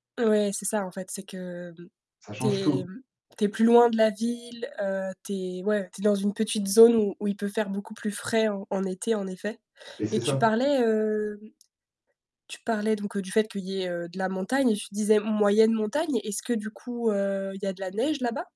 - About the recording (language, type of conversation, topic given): French, podcast, As-tu un endroit dans la nature qui te fait du bien à chaque visite ?
- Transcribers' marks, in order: tapping